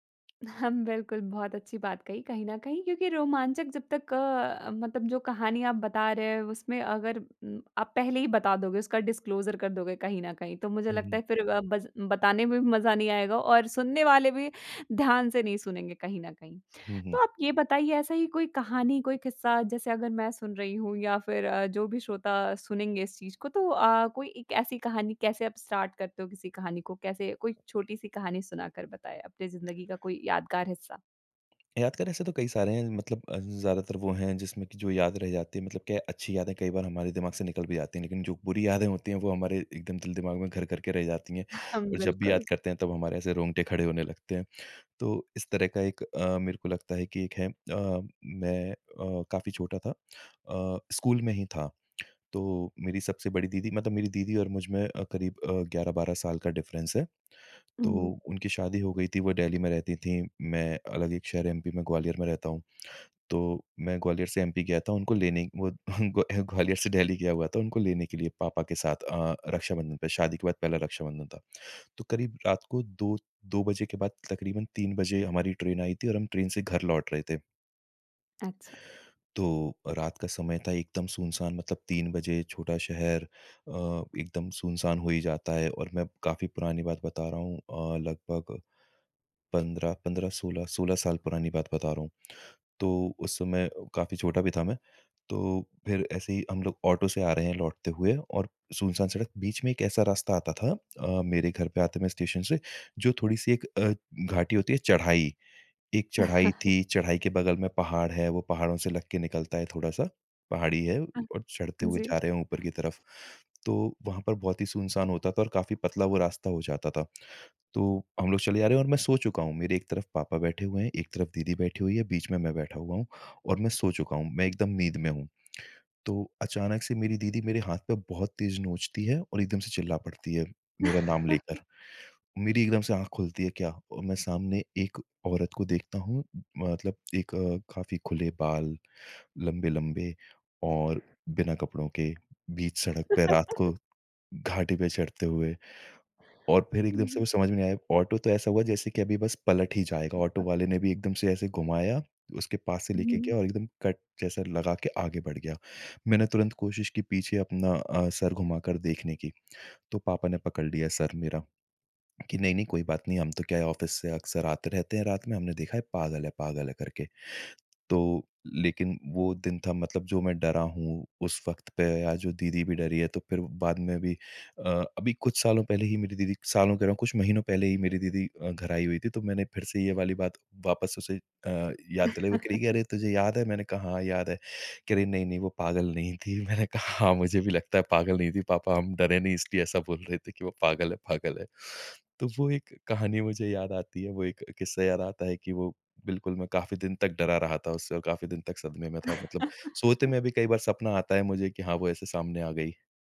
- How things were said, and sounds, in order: laughing while speaking: "हाँ"; in English: "डिस्क्लोज़र"; in English: "स्टार्ट"; tapping; other background noise; lip smack; in English: "डिफ़रेंस"; lip smack; chuckle; laughing while speaking: "ग्वा ग्वालियर"; tongue click; tongue click; lip smack; laugh; tongue click; tongue click; laugh; laugh; unintelligible speech; in English: "कट"; in English: "ऑफ़िस"; laugh; laughing while speaking: "थी। मैंने कहा"; laughing while speaking: "पागल है"; laugh
- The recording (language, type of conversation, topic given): Hindi, podcast, यादगार घटना सुनाने की शुरुआत आप कैसे करते हैं?